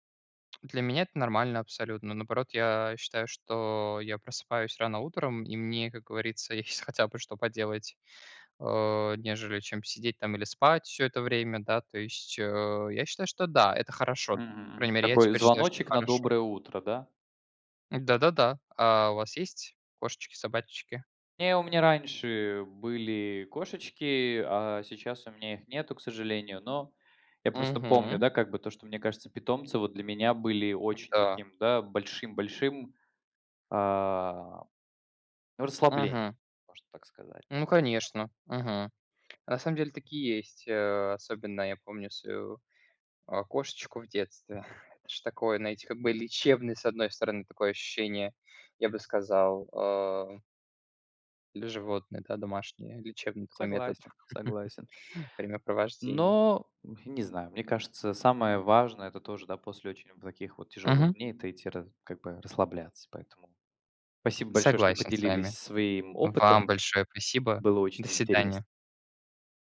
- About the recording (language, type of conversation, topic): Russian, unstructured, Какие простые способы расслабиться вы знаете и используете?
- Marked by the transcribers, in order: other background noise; chuckle; chuckle